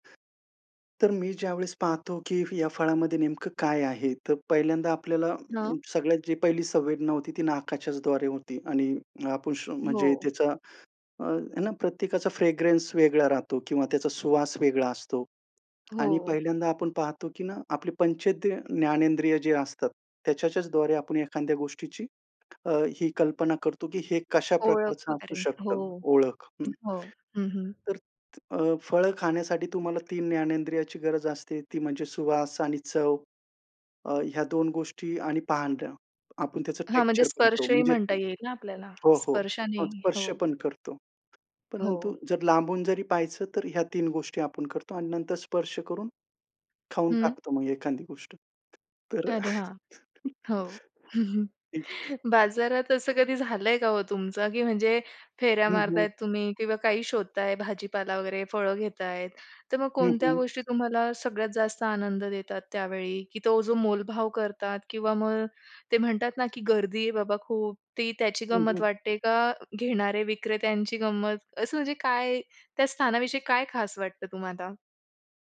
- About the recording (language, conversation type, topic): Marathi, podcast, फळांची चव घेताना आणि बाजारात भटकताना तुम्हाला सर्वाधिक आनंद कशात मिळतो?
- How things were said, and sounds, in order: other background noise; tapping; in English: "फ्रॅग्रन्स"; chuckle; unintelligible speech